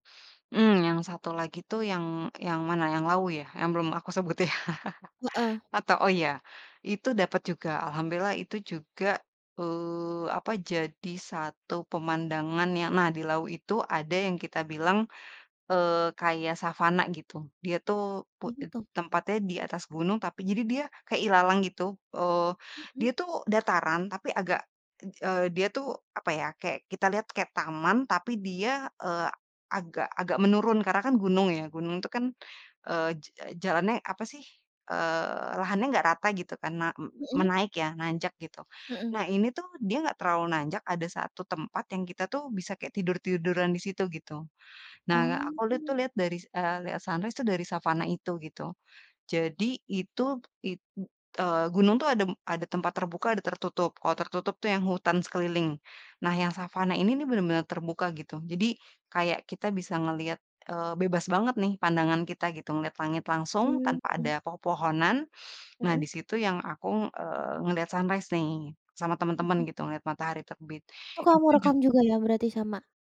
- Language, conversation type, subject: Indonesian, podcast, Apa matahari terbit atau matahari terbenam terbaik yang pernah kamu lihat?
- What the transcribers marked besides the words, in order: other background noise; laughing while speaking: "ya"; in English: "sunrise"; unintelligible speech; unintelligible speech; in English: "sunrise"; tapping